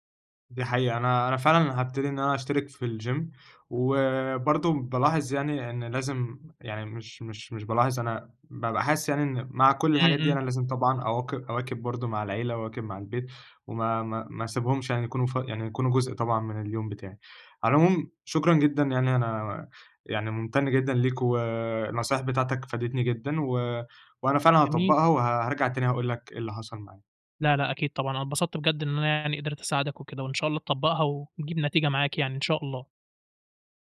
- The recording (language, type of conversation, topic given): Arabic, advice, إزاي أقدر أنظّم مواعيد التمرين مع شغل كتير أو التزامات عائلية؟
- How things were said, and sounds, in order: in English: "الgym"